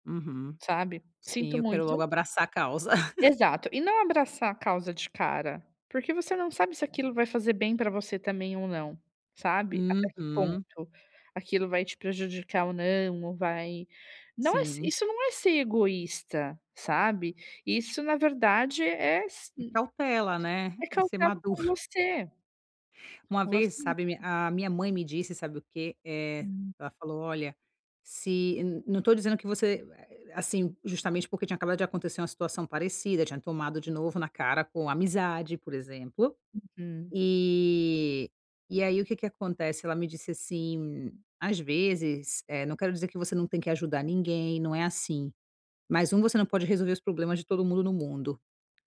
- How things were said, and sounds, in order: laugh; chuckle; other noise
- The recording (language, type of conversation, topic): Portuguese, advice, Como posso estabelecer limites saudáveis ao começar um novo relacionamento?